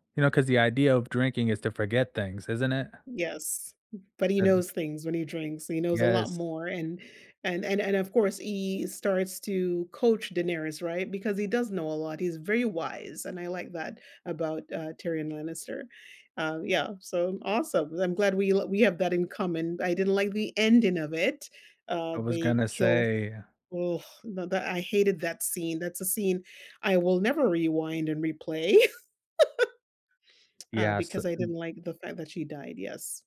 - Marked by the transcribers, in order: laugh; other background noise
- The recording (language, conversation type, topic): English, unstructured, What scenes do you always rewind because they feel perfect, and why do they resonate with you?
- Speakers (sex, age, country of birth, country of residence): female, 45-49, United States, United States; male, 30-34, United States, United States